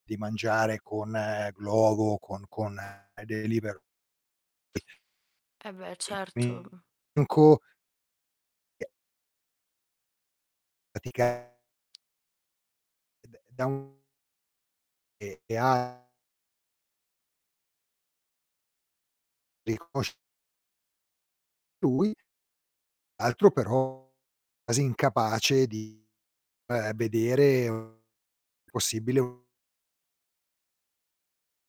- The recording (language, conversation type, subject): Italian, advice, Come vivi l’esaurimento dovuto alle lunghe ore di lavoro in una startup?
- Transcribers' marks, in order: distorted speech; other background noise; unintelligible speech; tapping